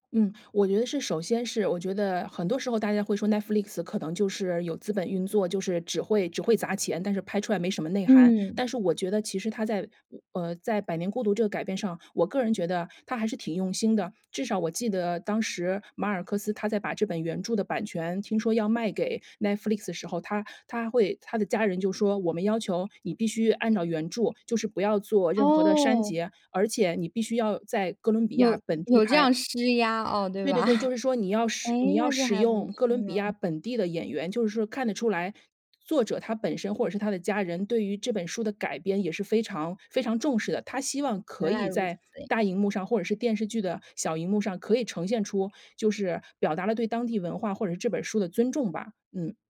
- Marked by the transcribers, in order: in English: "Netflix"; tapping; in English: "Netflix"; other noise; laugh
- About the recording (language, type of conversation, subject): Chinese, podcast, 你怎么看电影改编小说这件事？